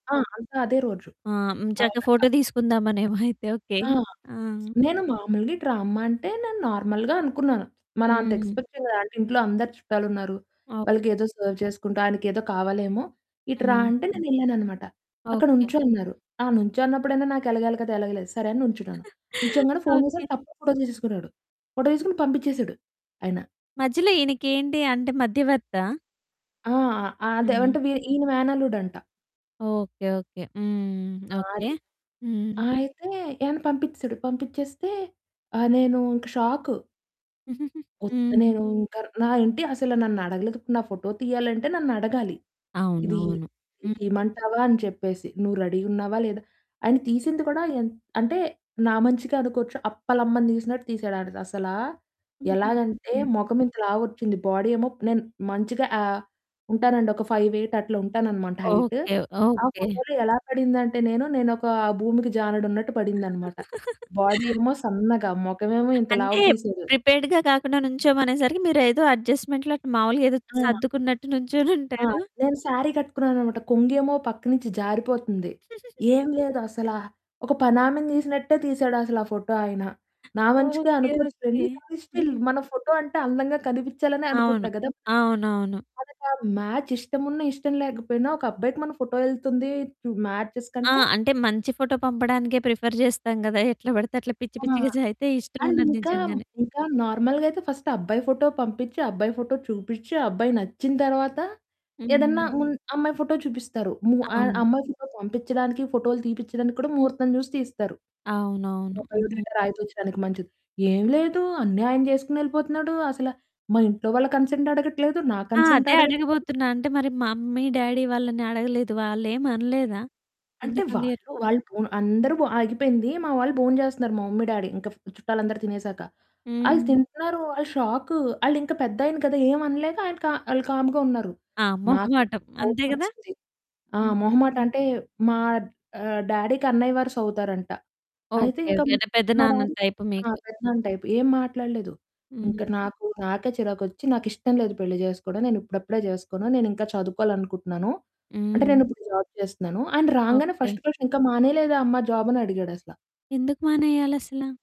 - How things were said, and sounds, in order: distorted speech; laughing while speaking: "తీసుకుందామనేమో"; other background noise; in English: "నార్మల్‌గా"; in English: "ఎక్స్‌పెక్ట్"; in English: "సర్వ్"; chuckle; giggle; in English: "రడీగున్నావా"; in English: "బాడీ"; in English: "హైట్"; laugh; in English: "ప్రిపేర్డ్‌గా"; in English: "అడ్జస్ట్‌మెంట్‌లో"; in English: "శారీ"; giggle; in English: "స్టిల్"; in English: "మ్యాచ్"; in English: "మ్యాచెస్‌కంటే"; in English: "ప్రిఫర్"; in English: "అండ్"; unintelligible speech; in English: "కన్సెంట్"; in English: "కన్సెంట్"; in English: "మమ్మీ, డ్యాడీ"; in English: "మమ్మీ, డ్యాడీ"; in English: "కామ్‌గా"; in English: "డ్యాడీకి"; in English: "డ్యాడీ"; in English: "జాబ్"; in English: "ఫస్ట్ క్వెషన్"
- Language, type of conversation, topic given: Telugu, podcast, సున్నితంగా “కాదు” చెప్పడానికి మీరు సాధారణంగా ఏ విధానాన్ని అనుసరిస్తారు?